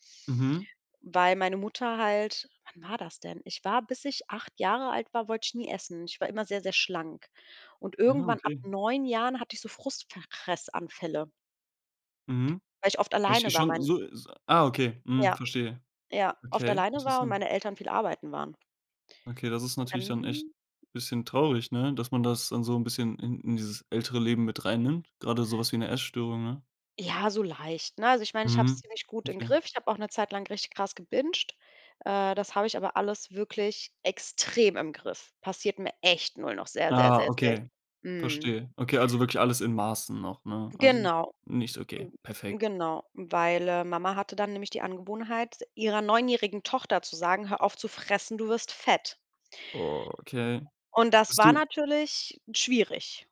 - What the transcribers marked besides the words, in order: stressed: "extrem"; stressed: "echt"; "nur" said as "null"; put-on voice: "Okay"
- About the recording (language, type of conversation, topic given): German, podcast, Wie findest du die Balance zwischen Ehrlichkeit und Verletzlichkeit?